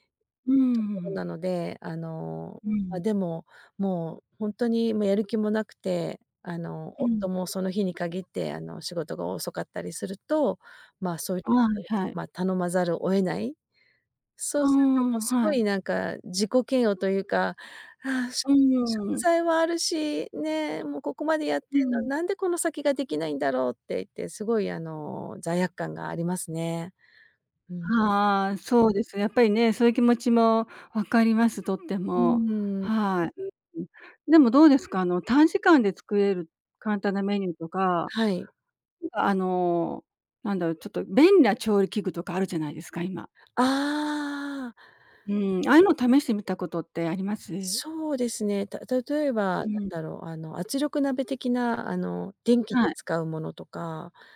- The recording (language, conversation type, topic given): Japanese, advice, 仕事が忙しくて自炊する時間がないのですが、どうすればいいですか？
- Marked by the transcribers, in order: unintelligible speech; other background noise; tapping